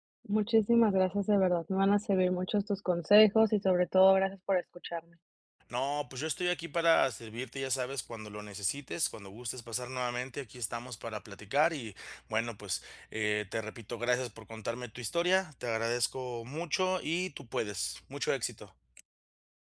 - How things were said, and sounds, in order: tapping
- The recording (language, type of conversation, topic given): Spanish, advice, ¿Cómo puedo comprar sin caer en compras impulsivas?